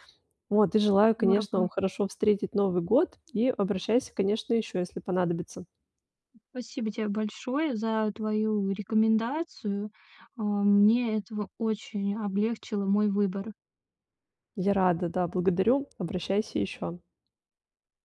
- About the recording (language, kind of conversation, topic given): Russian, advice, Как выбрать хороший подарок, если я не знаю, что купить?
- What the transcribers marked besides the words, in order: tapping